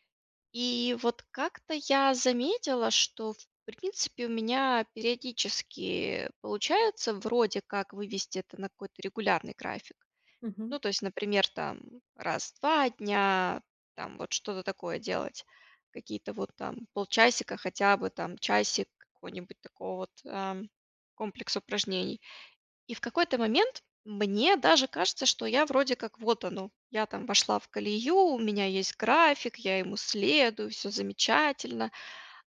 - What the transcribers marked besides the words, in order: none
- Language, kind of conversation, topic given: Russian, advice, Как мне закрепить новые привычки и сделать их частью своей личности и жизни?